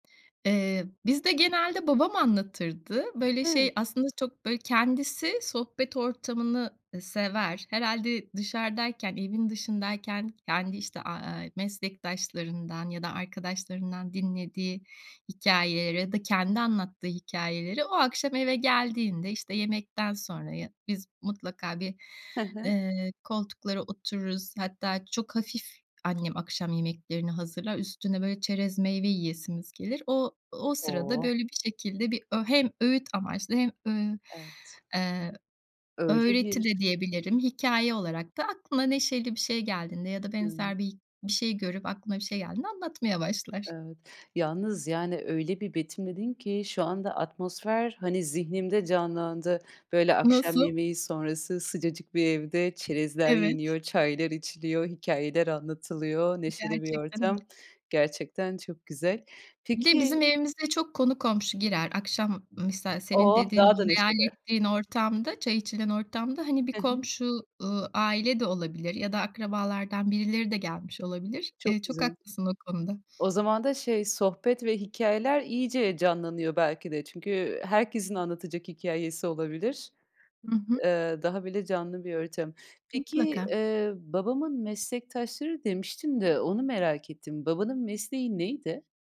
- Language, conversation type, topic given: Turkish, podcast, Aile hikâyelerini genellikle kim anlatır ve bu hikâyeler nasıl paylaşılır?
- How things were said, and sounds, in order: tapping